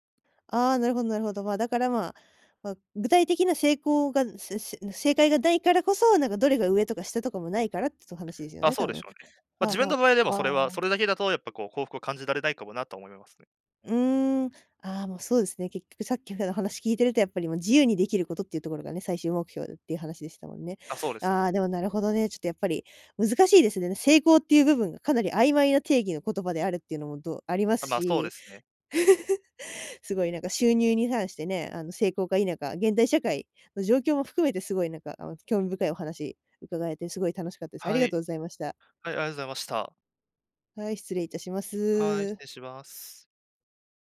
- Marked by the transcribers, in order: other background noise; chuckle
- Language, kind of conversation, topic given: Japanese, podcast, ぶっちゃけ、収入だけで成功は測れますか？
- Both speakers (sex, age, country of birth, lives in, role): female, 20-24, Japan, Japan, host; male, 20-24, Japan, Japan, guest